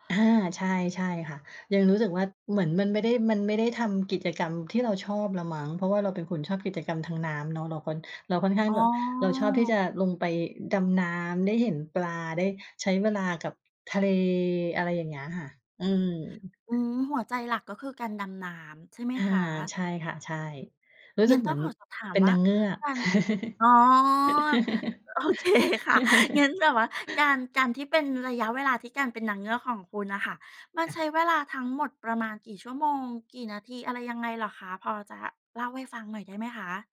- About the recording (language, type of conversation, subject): Thai, podcast, เล่าเรื่องหนึ่งที่คุณเคยเจอแล้วรู้สึกว่าได้เยียวยาจิตใจให้ฟังหน่อยได้ไหม?
- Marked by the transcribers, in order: drawn out: "อ๋อ"; other background noise; laughing while speaking: "โอเคค่ะ"; laugh